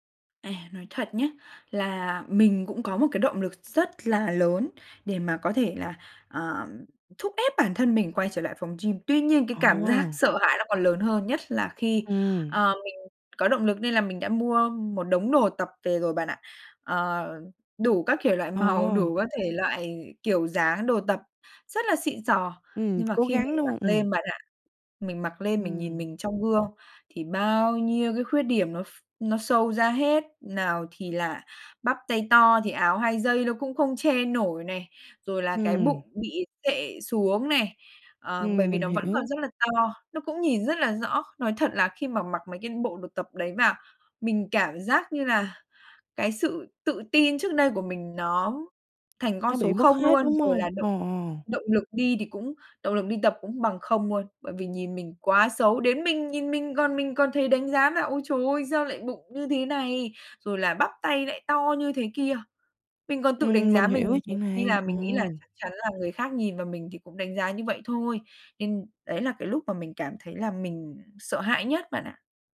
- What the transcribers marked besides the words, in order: laughing while speaking: "giác"; tapping; laughing while speaking: "màu"; in English: "show"; other background noise
- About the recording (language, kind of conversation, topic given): Vietnamese, advice, Tôi ngại đến phòng tập gym vì sợ bị đánh giá, tôi nên làm gì?